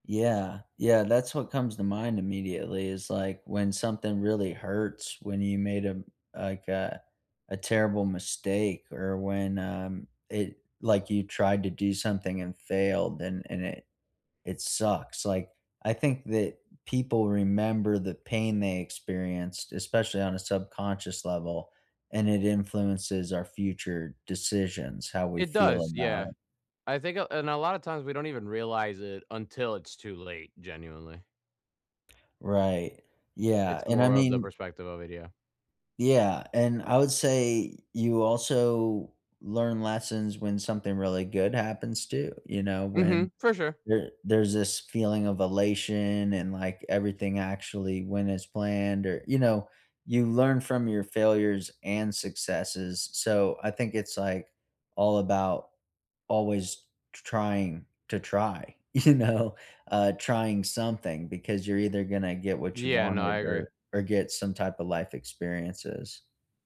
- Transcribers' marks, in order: other background noise; laughing while speaking: "you know?"
- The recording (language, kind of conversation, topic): English, unstructured, What makes certain lessons stick with you long after you learn them?